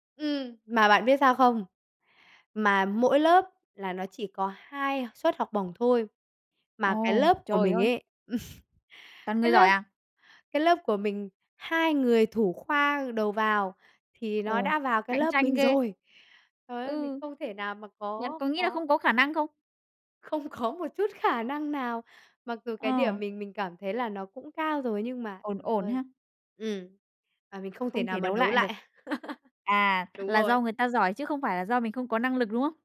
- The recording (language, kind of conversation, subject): Vietnamese, podcast, Bạn bắt đầu yêu thích việc học như thế nào?
- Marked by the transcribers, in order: tapping; chuckle; laughing while speaking: "không có"; chuckle